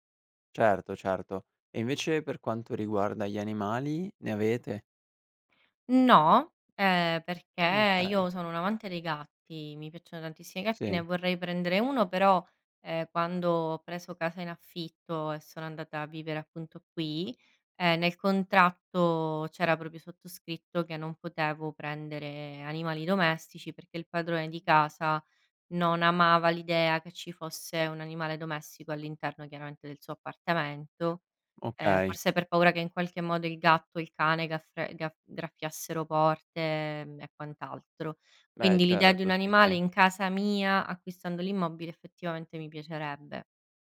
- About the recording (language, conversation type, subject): Italian, advice, Quali difficoltà stai incontrando nel trovare una casa adatta?
- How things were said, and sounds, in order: other background noise